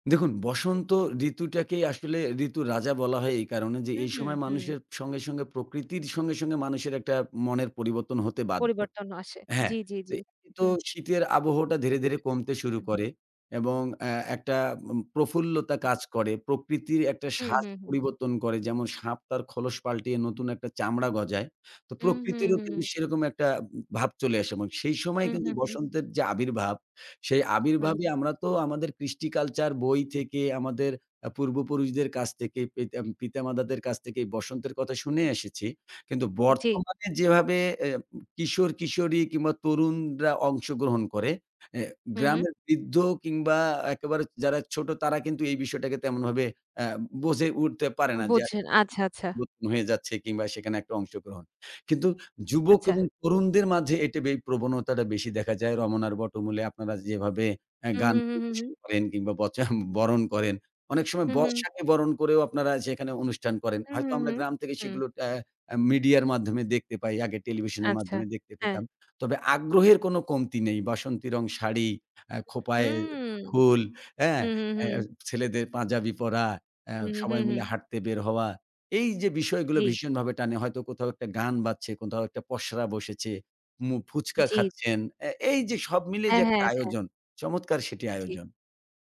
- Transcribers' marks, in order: other background noise
- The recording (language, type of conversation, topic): Bengali, podcast, ঋতু ও উৎসবের সম্পর্ক কেমন ব্যাখ্যা করবেন?